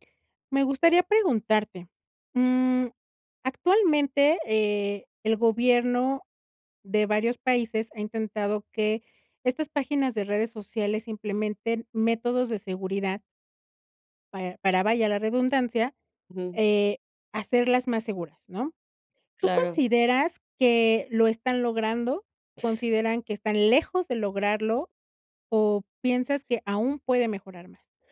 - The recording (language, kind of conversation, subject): Spanish, podcast, ¿Qué importancia le das a la privacidad en internet?
- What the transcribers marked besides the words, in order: none